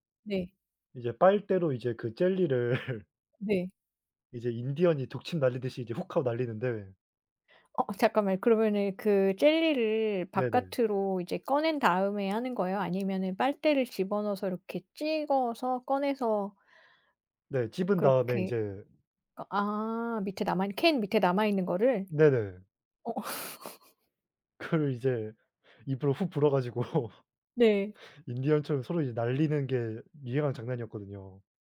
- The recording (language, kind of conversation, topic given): Korean, unstructured, 학교에서 가장 행복했던 기억은 무엇인가요?
- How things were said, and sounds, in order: laugh; other background noise; tapping; laugh; laughing while speaking: "그거를"; laughing while speaking: "가지고"